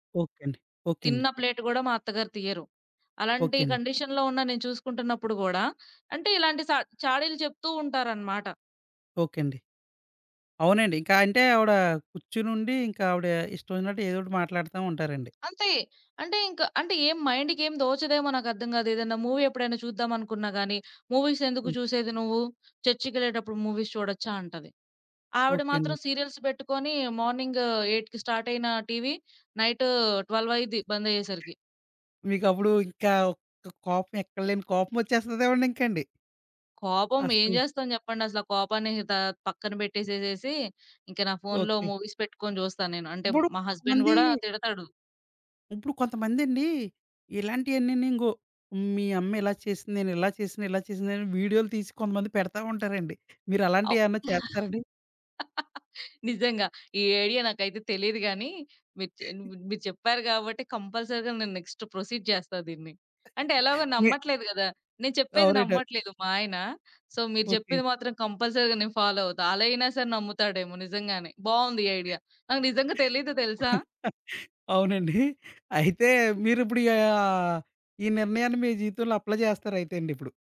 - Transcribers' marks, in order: in English: "కండిషన్‌లో"; in English: "మూవీ"; in English: "మూవీస్"; other background noise; in English: "సీరియల్స్"; in English: "ఎయిట్‌కి"; in English: "నైట్"; in English: "మూవీస్"; in English: "హస్బెండ్"; laugh; in English: "కంపల్సరీగా"; giggle; in English: "నెక్స్ట్ ప్రొసీడ్"; laugh; in English: "సో"; in English: "కంపల్సరీగా"; in English: "ఫాలో"; chuckle; in English: "అప్లై"
- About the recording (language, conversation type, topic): Telugu, podcast, ఒక చిన్న నిర్ణయం మీ జీవితాన్ని ఎలా మార్చిందో వివరించగలరా?